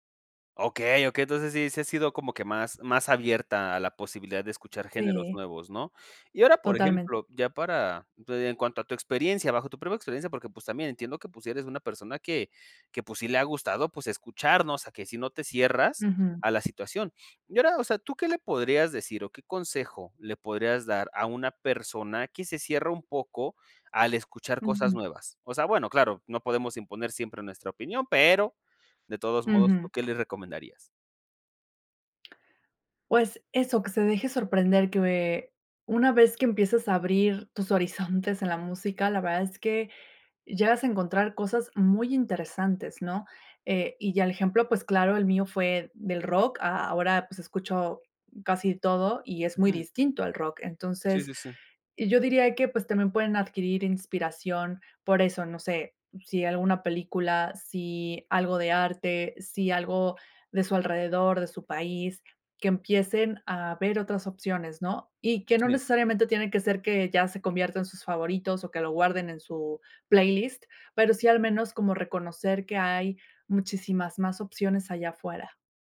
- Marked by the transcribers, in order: tapping; stressed: "pero"; laughing while speaking: "horizontes"
- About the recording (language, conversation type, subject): Spanish, podcast, ¿Qué te llevó a explorar géneros que antes rechazabas?